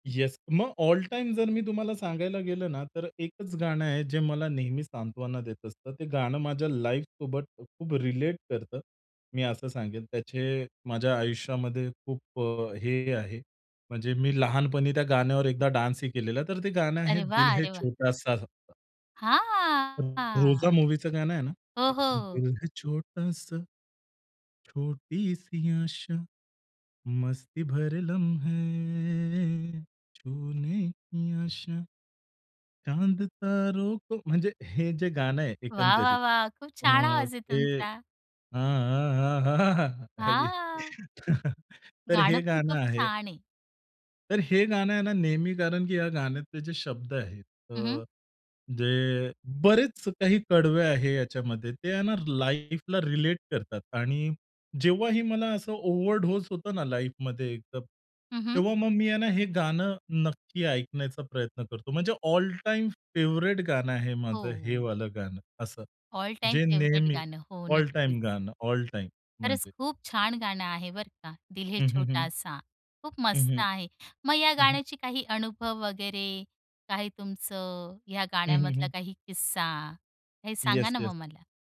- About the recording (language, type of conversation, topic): Marathi, podcast, एक गाणं जे तुला सांत्वन देतं, ते कोणतं आहे?
- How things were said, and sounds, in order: in English: "ऑल टाईम"; in English: "लाईफसोबत"; in English: "डान्सही"; in Hindi: "दिल है छोटासा"; unintelligible speech; drawn out: "हां"; other background noise; singing: "दिल है छोटासा, छोटी सी … चांद तारो को"; laughing while speaking: "हां. तर"; chuckle; joyful: "वाह, वाह, वाह! खूप छान आवाज आहे तुमचा!"; in English: "लाईफला"; in English: "ओव्हरडोज"; in English: "लाईफमध्ये"; in English: "ऑल टाईम फेव्हराइट"; in English: "ऑल टाईम फेव्हरेट"; in English: "ऑल टाईम"; in English: "ऑल टाईम"; in Hindi: "दिल है छोटासा"; tapping